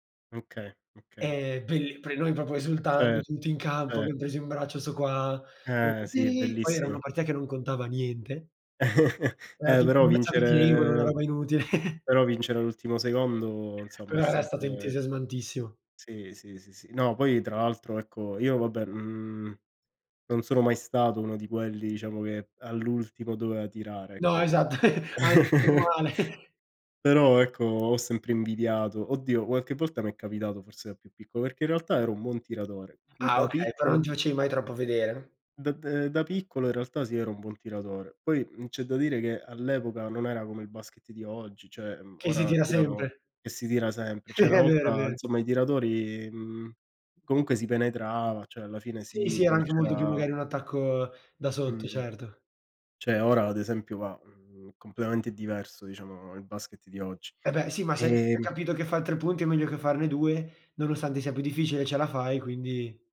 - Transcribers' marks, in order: "proprio" said as "propo"; unintelligible speech; drawn out: "Sì"; chuckle; unintelligible speech; chuckle; "doveva" said as "dovea"; laughing while speaking: "esatto"; chuckle; chuckle; "nonostante" said as "nonostande"
- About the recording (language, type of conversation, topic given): Italian, unstructured, Hai un ricordo speciale legato a uno sport o a una gara?